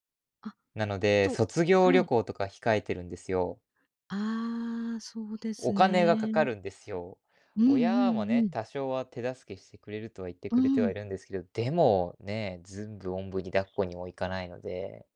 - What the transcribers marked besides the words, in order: "全部" said as "ずんぶ"
- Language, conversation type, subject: Japanese, advice, 給料が少なくて毎月の生活費が足りないと感じているのはなぜですか？